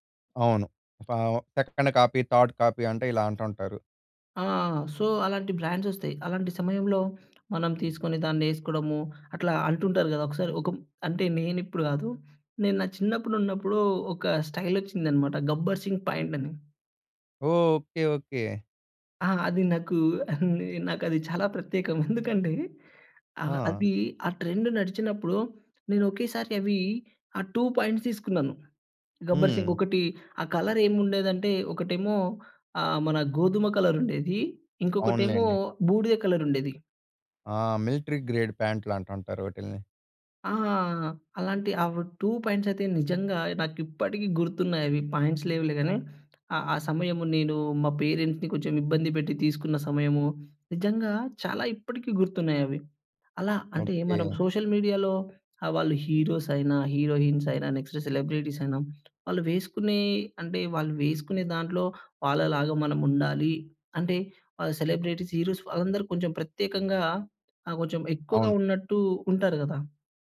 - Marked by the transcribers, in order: other background noise; in English: "సెకండ్ కాపీ, థర్డ్ కాపీ"; in English: "సో"; in English: "బ్రాండ్స్"; chuckle; in English: "ట్రెండ్"; in English: "టూ ప్యాంట్స్"; in English: "కలర్"; in English: "మిలిటరీ గ్రేడ్"; in English: "టూ పాయింట్స్"; in English: "పాంట్స్"; in English: "పేరెంట్స్‌ని"; in English: "సోషల్ మీడియాలో"; in English: "హీరోస్"; in English: "హీరోయిన్స్"; in English: "నెక్స్ట్ సెలబ్రిటీస్"; in English: "సెలబ్రిటీస్, హీరోస్"
- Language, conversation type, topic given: Telugu, podcast, సోషల్ మీడియా మీ లుక్‌పై ఎంత ప్రభావం చూపింది?